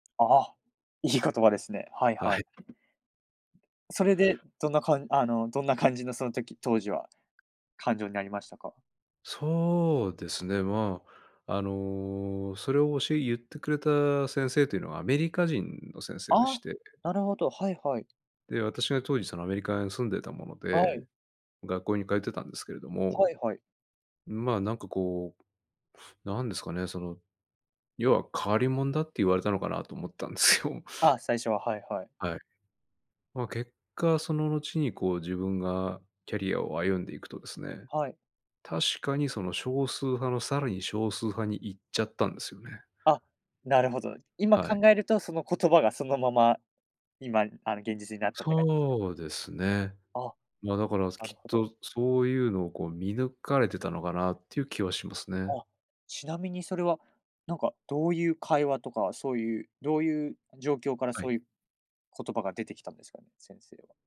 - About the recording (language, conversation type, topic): Japanese, podcast, 誰かの一言で人生が変わった経験はありますか？
- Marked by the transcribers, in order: laughing while speaking: "いい言葉"; other noise; tapping; laughing while speaking: "思ったんですよ"